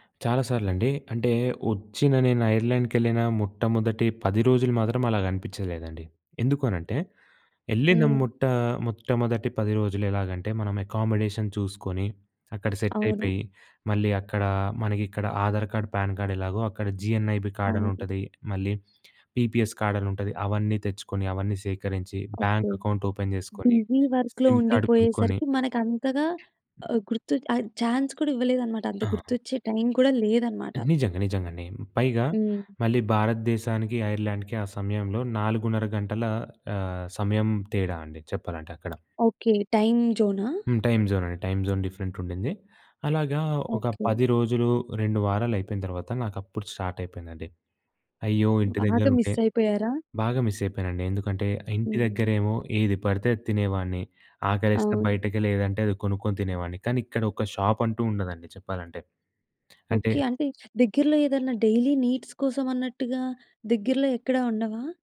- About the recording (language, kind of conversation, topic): Telugu, podcast, వలస వెళ్లినప్పుడు మీరు ఏదైనా కోల్పోయినట్టుగా అనిపించిందా?
- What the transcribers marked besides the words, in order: in English: "అకామిడేషన్"; in English: "సెట్"; in English: "ఆధార్ కార్డ్, ప్యాన్ కార్డ్"; in English: "జీఎన్ఐబీ కార్డ్"; in English: "పీపీఎస్ కార్డ్"; in English: "బ్యాంక్ అకౌంట్ ఓపెన్"; in English: "బిజీ వర్క్‌లో"; in English: "సిమ్ కార్డ్"; in English: "చాన్స్"; in English: "టైం జోన్"; in English: "టైం జోన్ డిఫరెంట్"; in English: "స్టార్ట్"; in English: "మిస్"; in English: "మిస్"; in English: "షాప్"; in English: "డైలీ నీడ్స్"